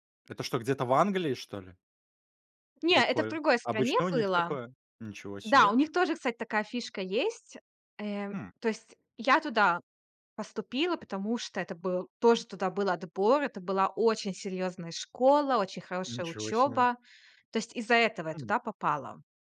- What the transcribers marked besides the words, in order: none
- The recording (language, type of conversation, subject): Russian, podcast, Когда ты впервые почувствовал себя по‑настоящему взрослым?